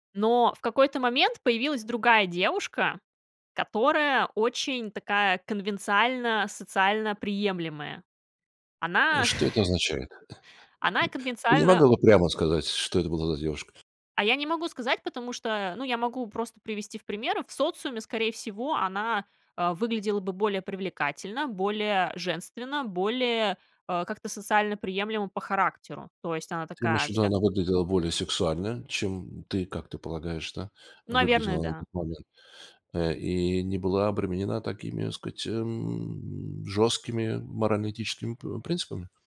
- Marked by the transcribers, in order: other background noise; tapping; chuckle; "сказать" said as "скать"
- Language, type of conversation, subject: Russian, podcast, Как понять, что пора заканчивать отношения?